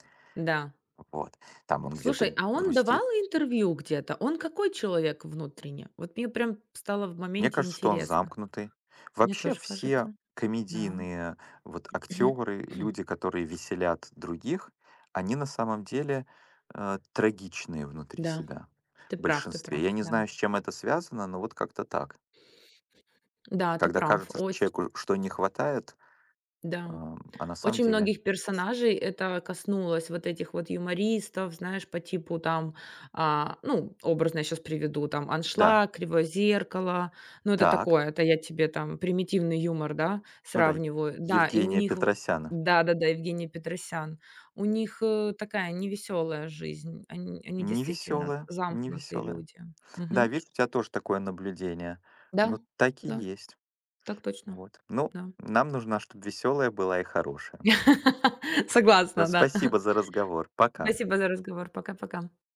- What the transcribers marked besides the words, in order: throat clearing; tapping; laugh; chuckle
- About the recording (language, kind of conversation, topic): Russian, unstructured, Какой фильм в последнее время вызвал у вас сильные чувства?